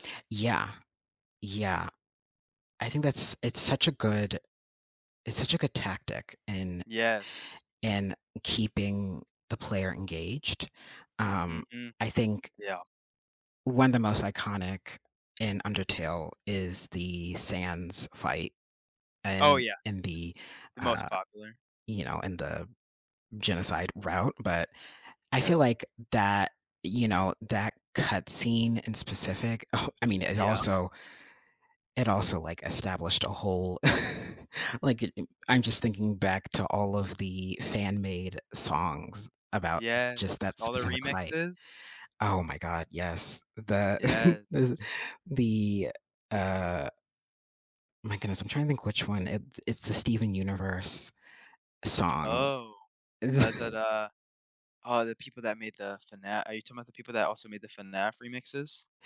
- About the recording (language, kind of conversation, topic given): English, unstructured, How does the balance between storytelling and gameplay shape our experience of video games?
- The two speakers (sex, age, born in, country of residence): male, 18-19, United States, United States; male, 25-29, United States, United States
- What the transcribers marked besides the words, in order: tapping; scoff; laugh; chuckle; scoff